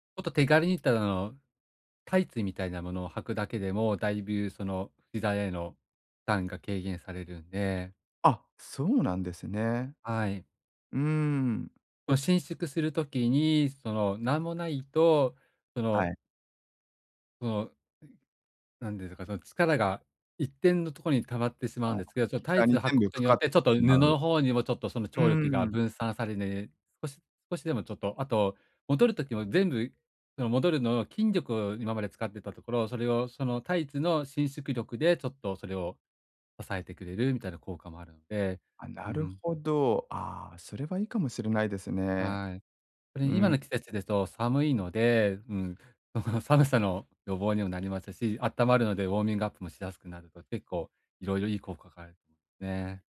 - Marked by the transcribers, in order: other background noise; unintelligible speech; unintelligible speech
- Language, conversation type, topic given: Japanese, advice, 慢性的な健康の変化に適切に向き合うにはどうすればよいですか？
- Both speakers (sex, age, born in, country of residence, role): male, 40-44, Japan, Japan, user; male, 45-49, Japan, Japan, advisor